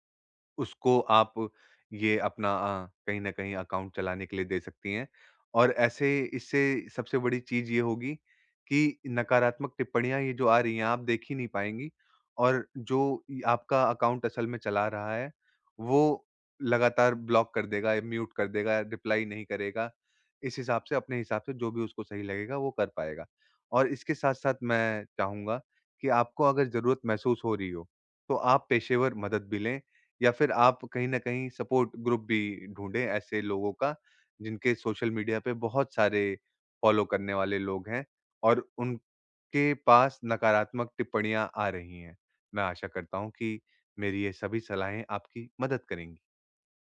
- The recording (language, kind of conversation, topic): Hindi, advice, सोशल मीडिया पर अनजान लोगों की नकारात्मक टिप्पणियों से मैं परेशान क्यों हो जाता/जाती हूँ?
- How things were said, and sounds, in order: in English: "अकाउंट"; in English: "अकाउंट"; in English: "ब्लॉक"; in English: "म्यूट"; in English: "रिप्लाई"; in English: "सपोर्ट ग्रुप"; in English: "फ़ॉलो"